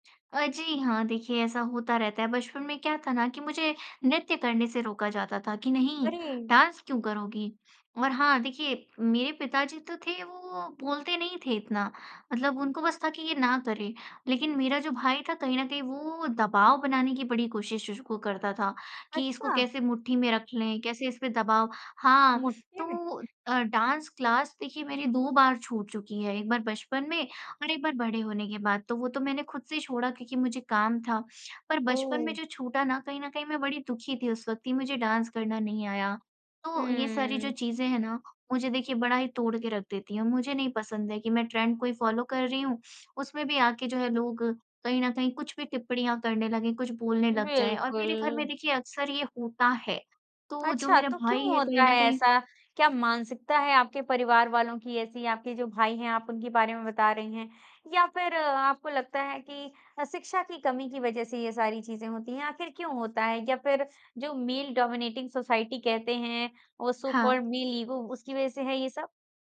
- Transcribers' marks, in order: in English: "डांस"; in English: "डांस क्लास"; unintelligible speech; other background noise; in English: "डांस"; in English: "ट्रेंड"; in English: "फ़ॉलो"; in English: "मेल डोमिनेटिंग सोसाइटी"; in English: "सो कॉल्ड मेल ईगो"
- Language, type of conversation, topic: Hindi, podcast, आपके अनुसार चलन और हकीकत के बीच संतुलन कैसे बनाया जा सकता है?